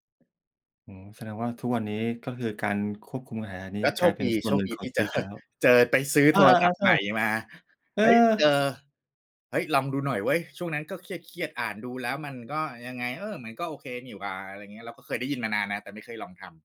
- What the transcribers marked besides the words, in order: other background noise; "อาหาร" said as "อาหา"; laughing while speaking: "เจอ"; surprised: "เออ"
- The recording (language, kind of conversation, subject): Thai, podcast, คุณจัดการความเครียดในชีวิตประจำวันอย่างไร?